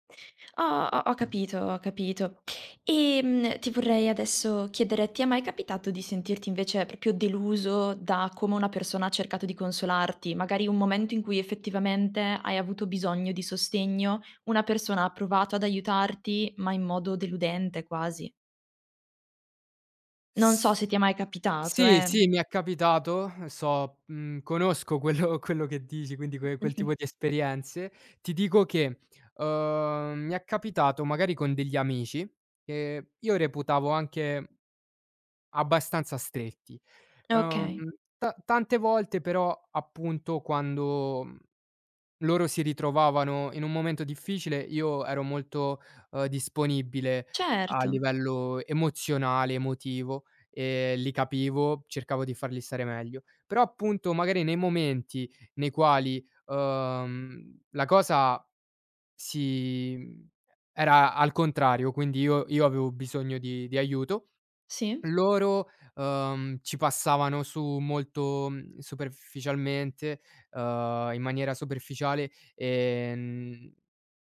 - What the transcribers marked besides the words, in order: other background noise; "proprio" said as "propio"; laughing while speaking: "quello quello che dici"
- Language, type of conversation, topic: Italian, podcast, Come cerchi supporto da amici o dalla famiglia nei momenti difficili?
- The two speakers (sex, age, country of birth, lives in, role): female, 20-24, Italy, Italy, host; male, 20-24, Romania, Romania, guest